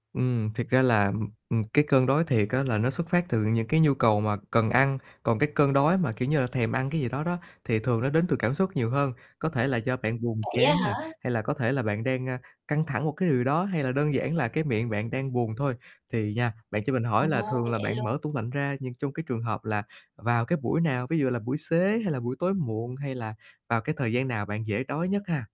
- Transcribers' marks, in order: tapping; distorted speech; other background noise
- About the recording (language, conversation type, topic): Vietnamese, advice, Làm sao để phân biệt đói thật với thói quen ăn?